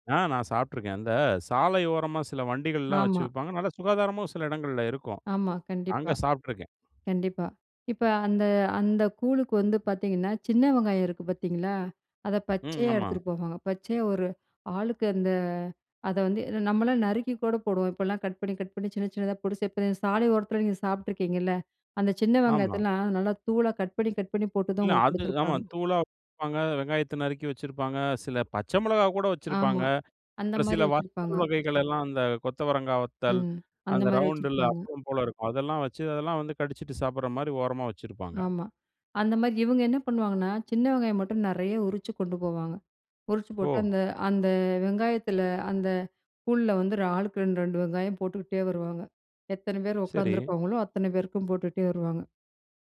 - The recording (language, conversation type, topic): Tamil, podcast, பழைய பாட்டி மற்றும் தாத்தாவின் பாரம்பரிய சமையல் குறிப்புகளை நீங்கள் இன்னும் பயன்படுத்துகிறீர்களா?
- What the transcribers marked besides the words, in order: unintelligible speech